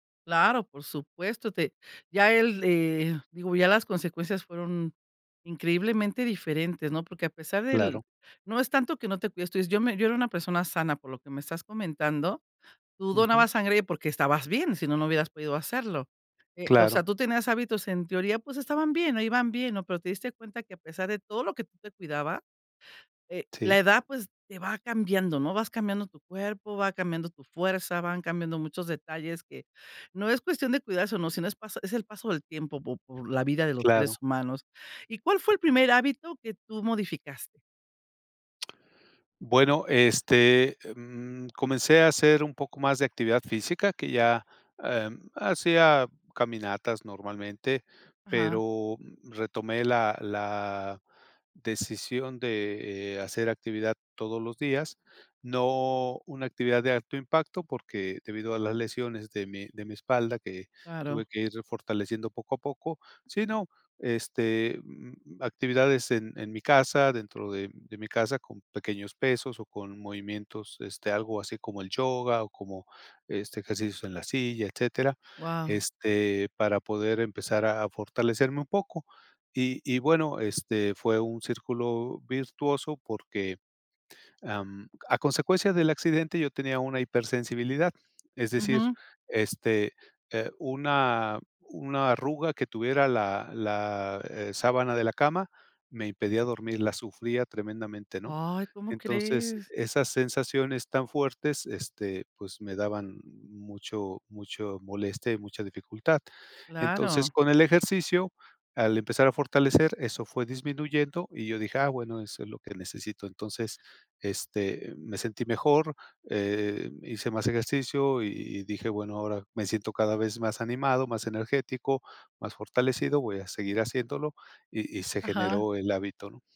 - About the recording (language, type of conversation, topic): Spanish, podcast, ¿Cómo decides qué hábito merece tu tiempo y esfuerzo?
- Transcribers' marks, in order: other background noise